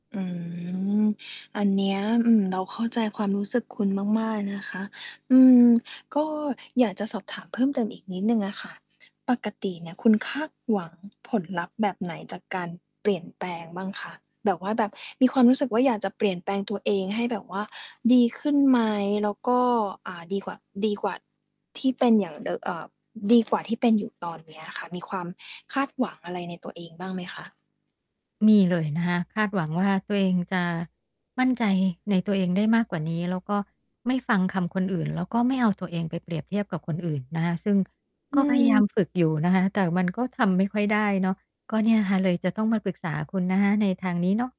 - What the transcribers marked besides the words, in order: static
- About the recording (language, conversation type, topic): Thai, advice, ฉันควรรับมืออย่างไรเมื่อถูกเปรียบเทียบกับเพื่อนและญาติ